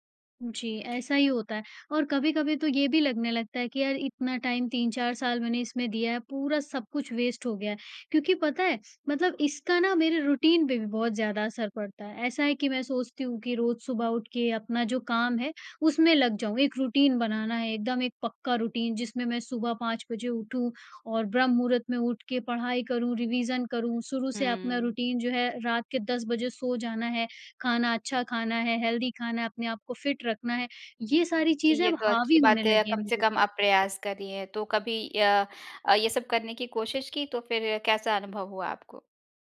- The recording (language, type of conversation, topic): Hindi, advice, मुझे अपने जीवन का उद्देश्य समझ नहीं आ रहा है और भविष्य की दिशा भी स्पष्ट नहीं है—मैं क्या करूँ?
- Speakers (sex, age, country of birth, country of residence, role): female, 35-39, India, India, advisor; female, 40-44, India, India, user
- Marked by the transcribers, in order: in English: "टाइम"; in English: "वेस्ट"; in English: "रूटीन"; in English: "रूटीन"; in English: "रूटीन"; in English: "रिविज़न"; in English: "रूटीन"; in English: "हेल्थी"; in English: "फिट"